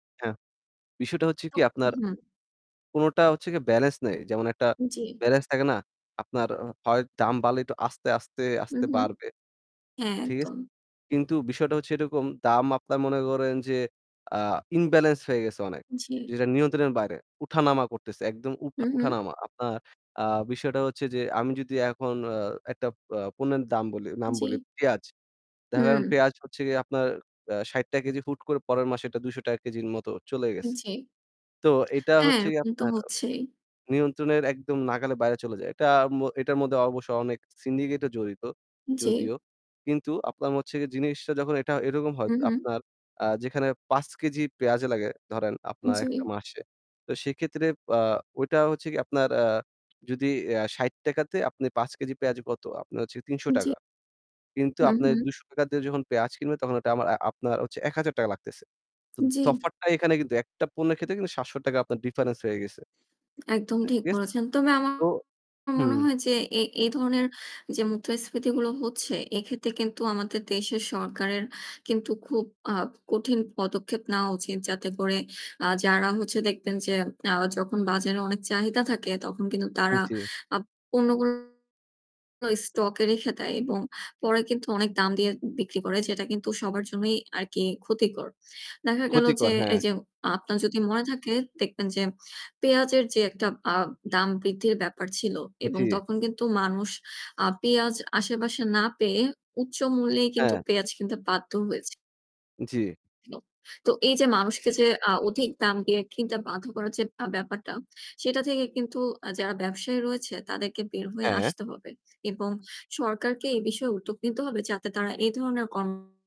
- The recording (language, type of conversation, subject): Bengali, unstructured, আপনি দেশের মুদ্রাস্ফীতির প্রভাব কীভাবে অনুভব করছেন?
- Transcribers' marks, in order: static; in English: "syndicate"; in English: "difference"; distorted speech